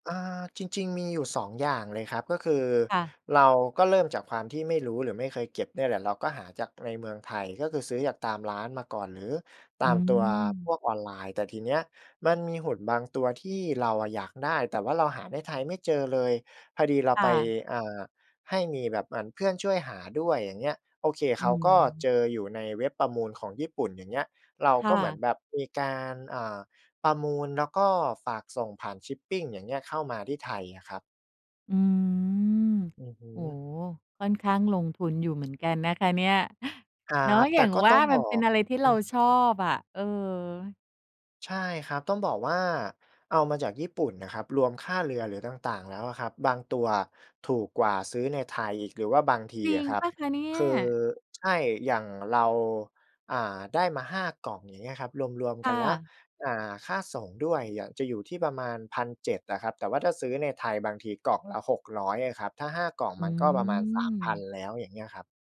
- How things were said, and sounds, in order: in English: "ชิปปิง"; drawn out: "อืม"; chuckle; drawn out: "อืม"
- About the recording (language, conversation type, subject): Thai, podcast, เมื่อยุ่งจนแทบไม่มีเวลา คุณจัดสรรเวลาให้ได้ทำงานอดิเรกอย่างไร?